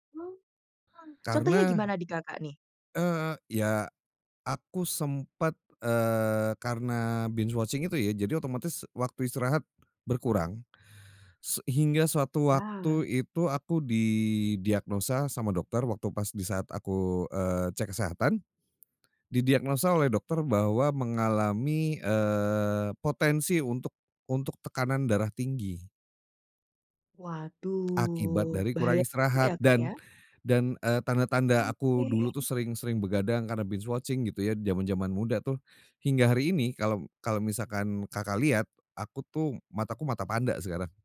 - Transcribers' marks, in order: other background noise; in English: "binge watching"; tapping; in English: "binge watching"
- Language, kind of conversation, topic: Indonesian, podcast, Apa pendapatmu tentang fenomena menonton maraton belakangan ini?